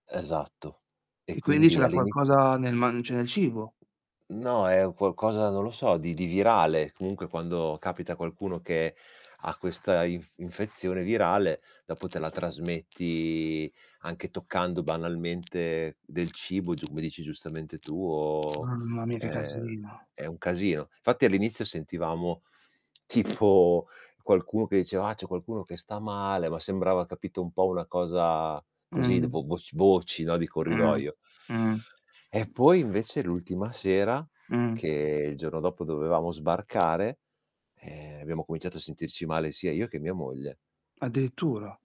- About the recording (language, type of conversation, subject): Italian, unstructured, Ti è mai capitato un imprevisto durante un viaggio?
- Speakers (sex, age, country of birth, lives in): male, 40-44, Italy, Italy; male, 45-49, Italy, Italy
- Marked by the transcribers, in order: tapping; "cioè" said as "ceh"; laughing while speaking: "tipo"